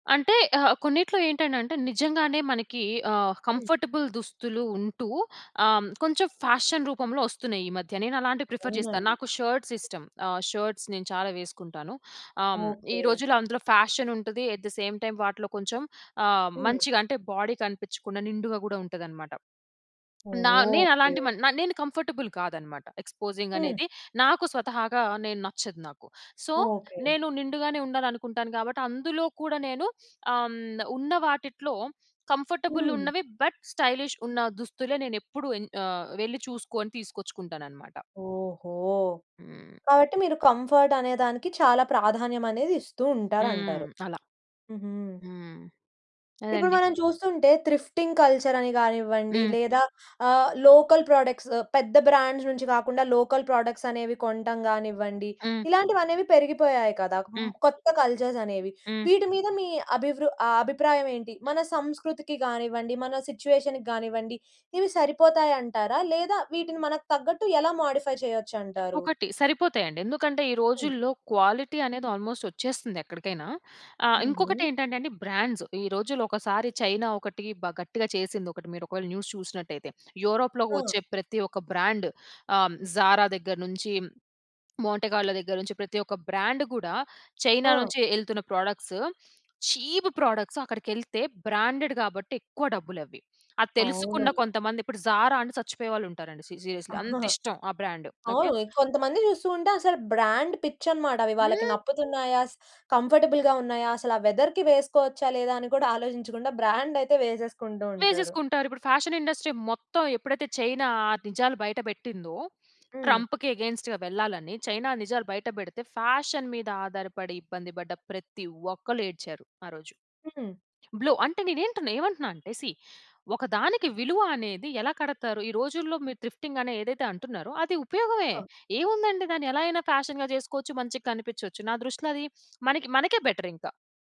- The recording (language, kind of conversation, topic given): Telugu, podcast, మీ శైలికి ప్రేరణనిచ్చే వ్యక్తి ఎవరు?
- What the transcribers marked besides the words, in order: in English: "కంఫర్టబుల్"; in English: "ఫ్యాషన్"; in English: "ప్రిఫర్"; other background noise; in English: "షర్ట్స్"; in English: "షర్ట్స్"; in English: "ఫ్యాషన్"; in English: "అట్ ది సేమ్ టైమ్"; in English: "బాడీ"; tapping; in English: "కంఫర్టబుల్"; in English: "ఎక్స్పోజింగ్"; in English: "సో"; in English: "కంఫర్టబుల్"; in English: "బట్, స్టైలిష్"; in English: "కంఫర్ట్"; in English: "త్రిఫ్టింగ్ కల్చర్"; in English: "లోకల్ ప్రొడక్ట్స్"; in English: "బ్రాండ్స్"; in English: "లోకల్ ప్రొడక్ట్స్"; in English: "కల్చర్స్"; in English: "సిట్యుయేషన్‌కి"; in English: "మోడిఫై"; in English: "క్వాలిటీ"; in English: "ఆల్మోస్ట్"; in English: "బ్రాండ్స్"; in English: "న్యూస్"; in English: "బ్రాండ్"; in English: "బ్రాండ్"; in English: "ప్రొడక్ట్స్, చీప్ ప్రొడక్ట్స్"; stressed: "చీప్ ప్రొడక్ట్స్"; in English: "బ్రాండెడ్"; in English: "సీ సీరియస్లీ"; chuckle; stressed: "అంత"; in English: "బ్రాండ్"; in English: "బ్రాండ్"; in English: "కంఫర్టబుల్‌గా"; in English: "వెదర్‌కి"; in English: "బ్రాండ్"; in English: "ఫ్యాషన్ ఇండస్ట్రీ"; in English: "అగైన్స్ట్‌గా"; in English: "ఫ్యాషన్"; in English: "బ్ల్యూ"; in English: "సీ"; in English: "త్రిఫ్టింగ్"; in English: "ఫ్యాషన్‌గా"; in English: "బెటర్"